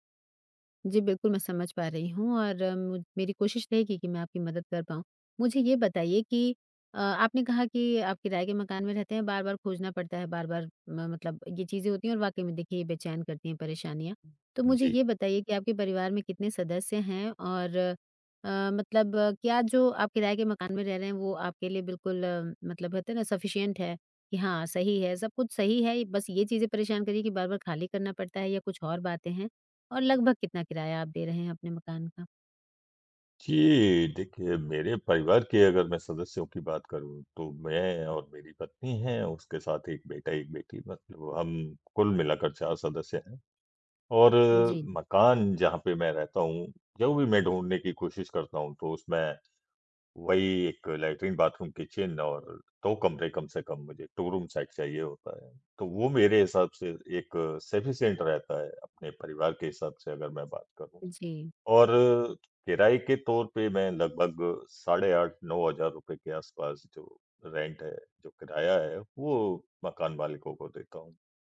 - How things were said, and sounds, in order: tapping; other noise; in English: "सफ़िशिएंट"; other background noise; in English: "किचन"; in English: "टू रूम सेट"; in English: "सफ़िशिएंट"; in English: "रेंट"
- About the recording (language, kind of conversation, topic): Hindi, advice, मकान ढूँढ़ने या उसे किराये पर देने/बेचने में आपको किन-किन परेशानियों का सामना करना पड़ता है?